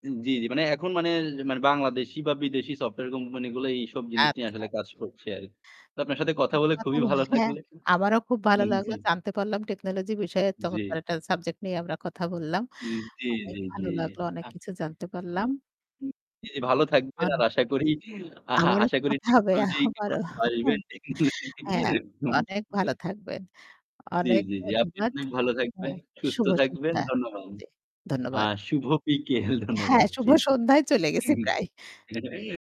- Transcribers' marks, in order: static; other background noise; other noise; laughing while speaking: "তো আপনার সাথে কথা বলে খুবই ভালো লাগলে জি"; laughing while speaking: "আবারও কথা হবে আবারও"; distorted speech; laughing while speaking: "টেকনোলজি ভালোবাসবেন টেকনোলজি"; unintelligible speech; laughing while speaking: "আর শুভ বিকেল ধন্যবাদ। জি। হুম"; laughing while speaking: "হ্যাঁ, শুভ সন্ধ্যায় চলে গেছি প্রায়"; tapping
- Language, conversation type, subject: Bengali, unstructured, আপনি কীভাবে মনে করেন প্রযুক্তি শিক্ষা ব্যবস্থাকে পরিবর্তন করছে?